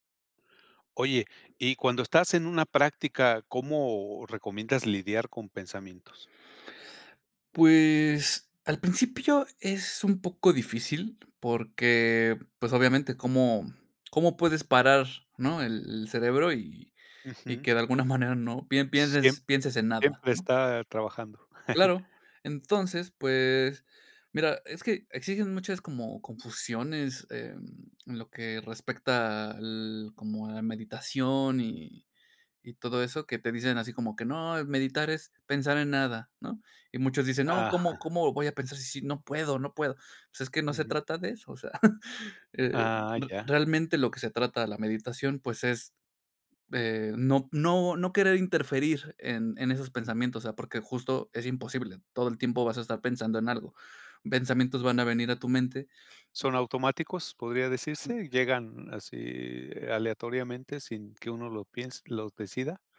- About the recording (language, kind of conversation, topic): Spanish, podcast, ¿Cómo manejar los pensamientos durante la práctica?
- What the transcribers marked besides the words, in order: chuckle; chuckle; other noise